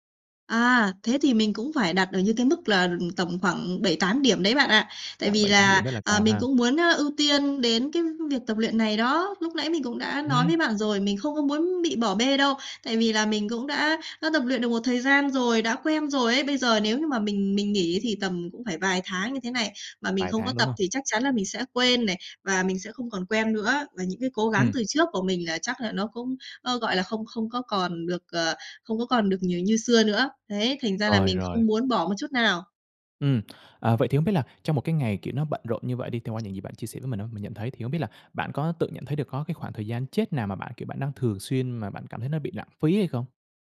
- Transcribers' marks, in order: tapping; other background noise
- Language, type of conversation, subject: Vietnamese, advice, Làm sao sắp xếp thời gian để tập luyện khi tôi quá bận rộn?